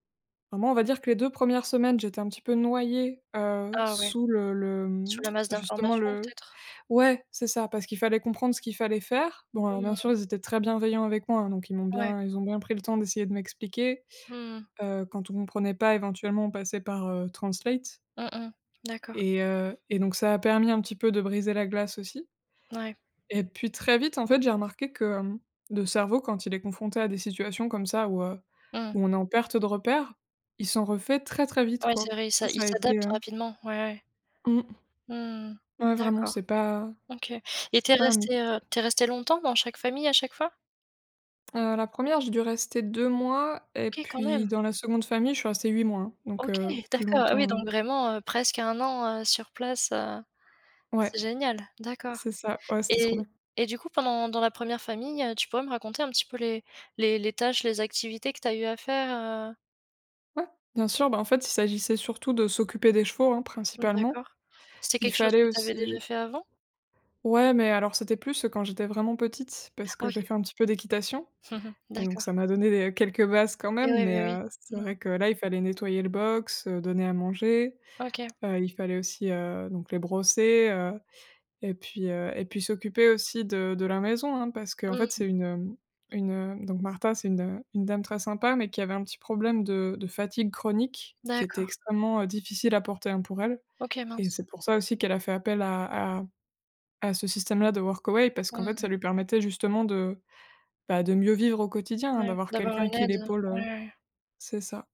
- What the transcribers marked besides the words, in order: tsk; tapping; chuckle
- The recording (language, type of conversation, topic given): French, podcast, Quel est un moment qui t’a vraiment fait grandir ?
- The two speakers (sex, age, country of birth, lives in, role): female, 25-29, France, France, guest; female, 25-29, France, France, host